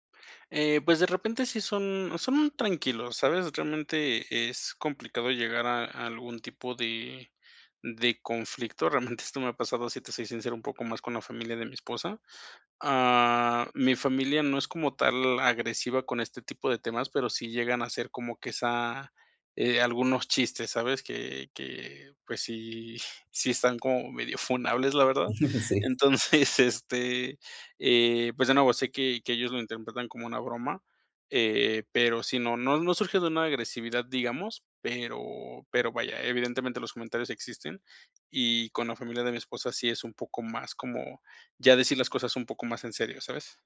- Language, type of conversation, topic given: Spanish, advice, ¿Cuándo ocultas tus opiniones para evitar conflictos con tu familia o con tus amigos?
- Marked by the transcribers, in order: laughing while speaking: "realmente"; tapping; laughing while speaking: "Entonces"; laughing while speaking: "No, sí"